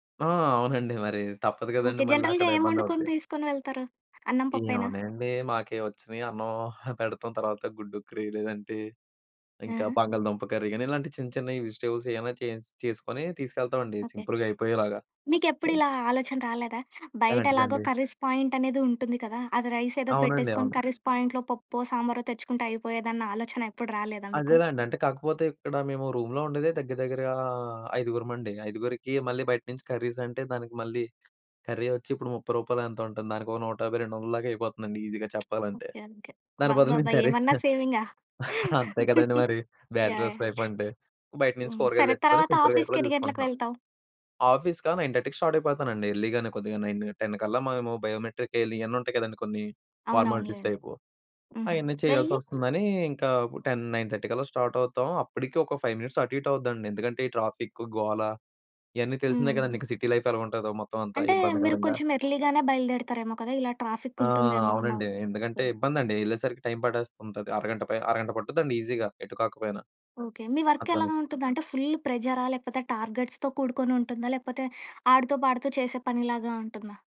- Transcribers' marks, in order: in English: "జనరల్‌గా"; giggle; in English: "కర్రీ"; in English: "వెజిటబుల్స్"; in English: "సింపుల్‌గా"; tapping; in English: "కర్రీస్ పాయింట్"; in English: "కర్రీస్"; in English: "కర్రీ"; lip smack; in English: "ఈజీగా"; laughing while speaking: "మేము కర్రీస్ అంతే కదండీ! మరి"; in English: "కర్రీస్"; chuckle; in English: "బ్యాచలర్స్ లైఫ్"; in English: "ఆఫీస్‌కి"; in English: "సింపుల్‌గా"; in English: "ఆఫీస్‌కా నైన్ థర్టీకి స్టార్ట్"; in English: "ఎర్లీగానే"; in English: "నైన్ టెన్"; in English: "బయోమెట్రిక్"; in English: "ఫార్మాలిటీస్"; other background noise; in English: "టెన్ నైన్ థర్టీ"; in English: "స్టార్ట్"; in English: "ఫైవ్ మినిట్స్"; in English: "ట్రాఫిక్"; in English: "సిటీ లైఫ్"; in English: "ఎర్లీ‌గానే"; in English: "ట్రాఫిక్"; in English: "వర్క్"; in English: "ఫుల్ల్"; in English: "టార్గెట్స్‌తో"
- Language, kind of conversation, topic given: Telugu, podcast, పని మరియు వ్యక్తిగత వృద్ధి మధ్య సమతుల్యం ఎలా చేస్తారు?